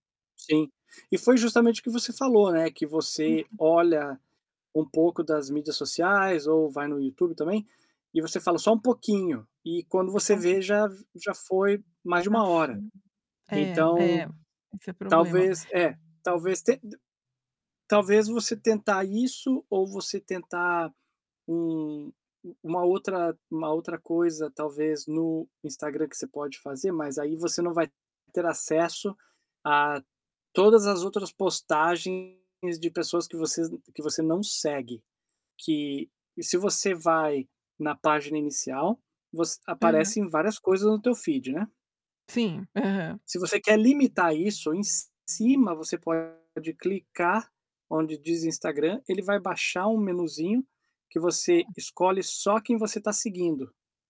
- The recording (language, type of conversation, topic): Portuguese, advice, Como posso manter um horário de sono regular?
- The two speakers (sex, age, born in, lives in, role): female, 40-44, Brazil, United States, user; male, 40-44, Brazil, United States, advisor
- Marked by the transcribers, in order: tapping; distorted speech; in English: "feed"